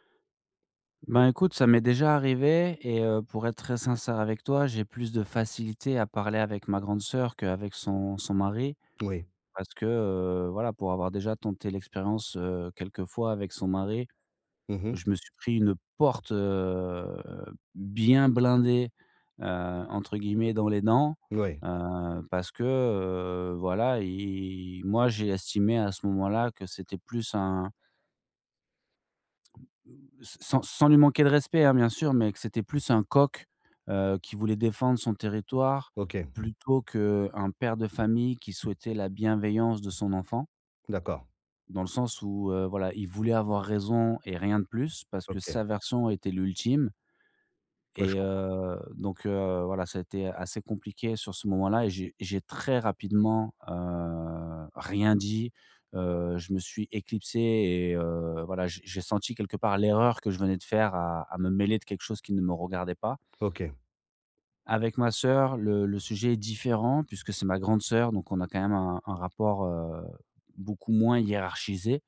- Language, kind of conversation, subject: French, advice, Comment régler calmement nos désaccords sur l’éducation de nos enfants ?
- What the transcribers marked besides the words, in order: drawn out: "heu"; drawn out: "et"; tapping; other background noise; drawn out: "heu"